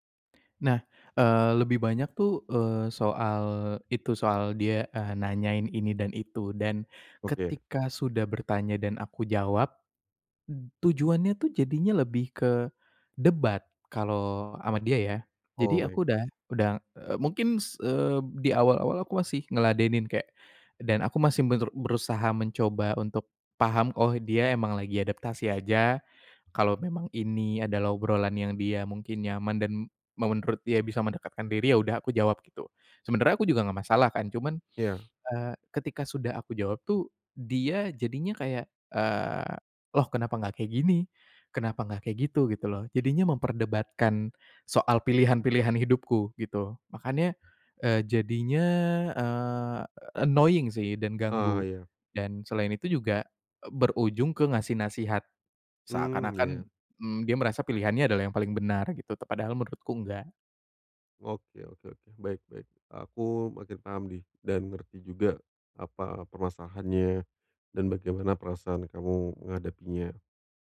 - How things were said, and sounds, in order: sniff; in English: "annoying"
- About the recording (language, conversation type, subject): Indonesian, advice, Bagaimana cara menghadapi teman yang tidak menghormati batasan tanpa merusak hubungan?